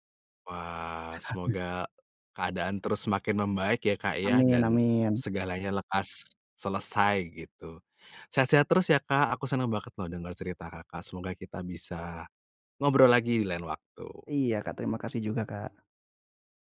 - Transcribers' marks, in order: chuckle
- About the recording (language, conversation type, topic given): Indonesian, podcast, Bagaimana kamu belajar memaafkan diri sendiri setelah membuat kesalahan besar?